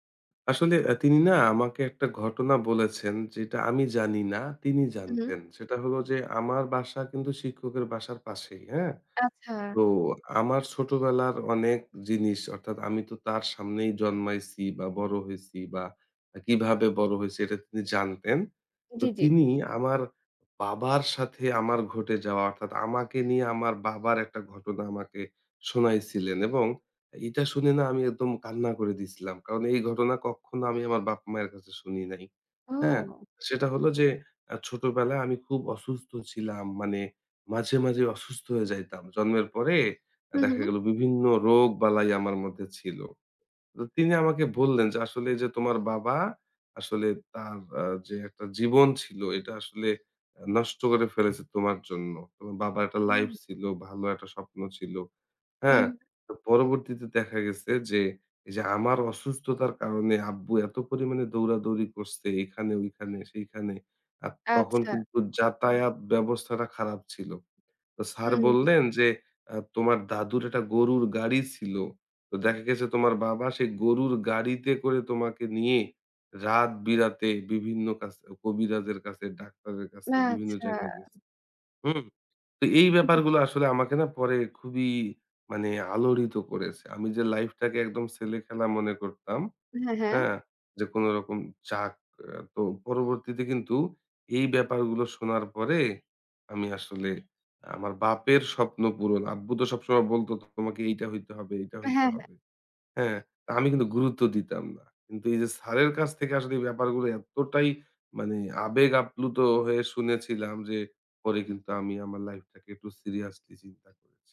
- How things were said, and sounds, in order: other background noise; horn; stressed: "এতটাই"
- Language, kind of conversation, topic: Bengali, podcast, আপনার জীবনে কোনো শিক্ষক বা পথপ্রদর্শকের প্রভাবে আপনি কীভাবে বদলে গেছেন?